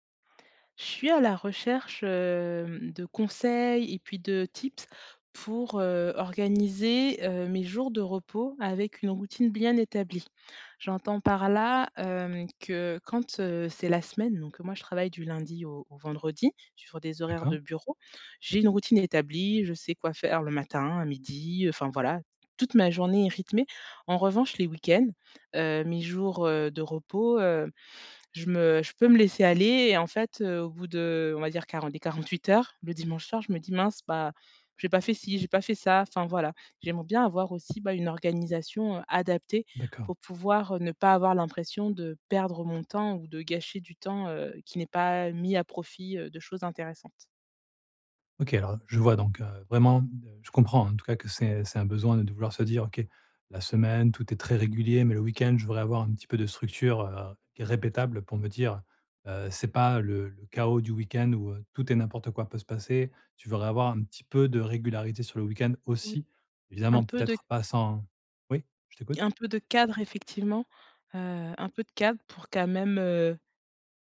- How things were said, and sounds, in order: in English: "tips"; tapping
- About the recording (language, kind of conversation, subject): French, advice, Comment organiser des routines flexibles pour mes jours libres ?